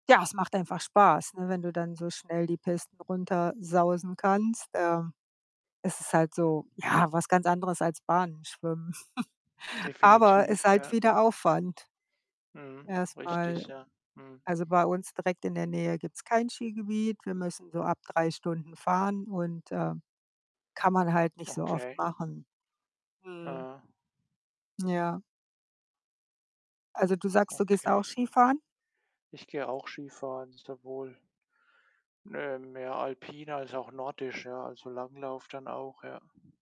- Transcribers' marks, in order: other background noise; chuckle; wind
- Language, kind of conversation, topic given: German, unstructured, Was machst du, um dich fit zu halten?